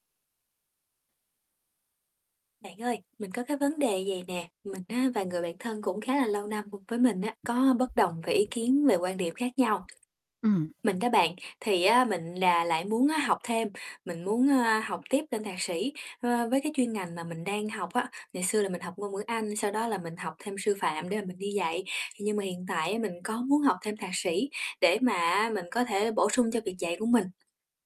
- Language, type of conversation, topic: Vietnamese, advice, Làm thế nào để giao tiếp khi tôi và bạn bè có bất đồng ý kiến?
- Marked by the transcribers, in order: tapping; other background noise; static